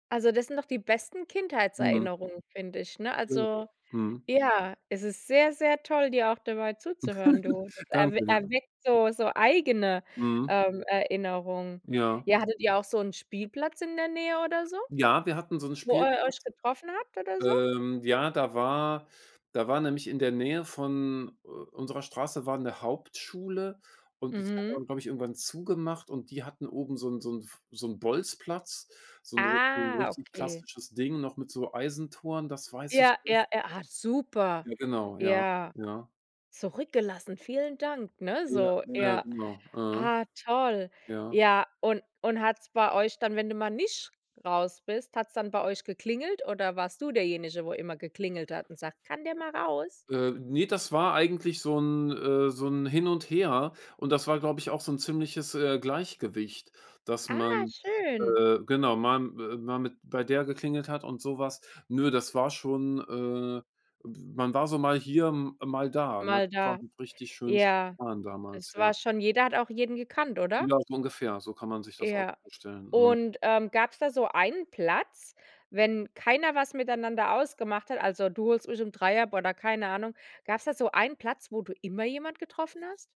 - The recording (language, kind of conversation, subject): German, podcast, Welche Abenteuer hast du als Kind draußen erlebt?
- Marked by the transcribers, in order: unintelligible speech; tapping; laugh; drawn out: "Ah"; stressed: "nicht"; other background noise; unintelligible speech